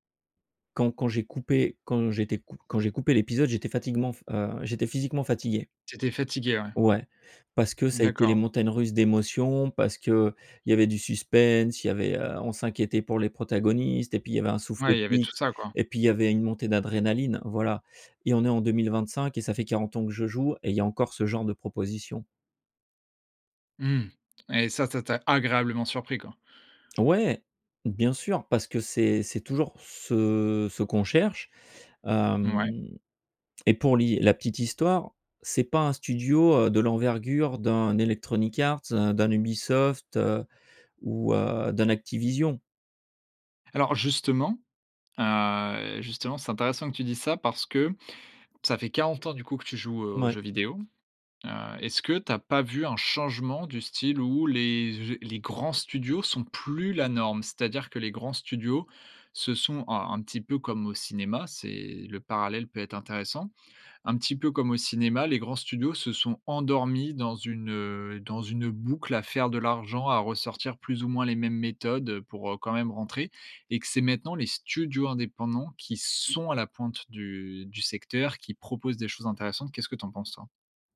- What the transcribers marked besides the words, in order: stressed: "agréablement"; tapping; stressed: "sont"
- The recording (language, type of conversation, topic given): French, podcast, Quel rôle jouent les émotions dans ton travail créatif ?
- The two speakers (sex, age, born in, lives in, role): male, 20-24, France, France, host; male, 45-49, France, France, guest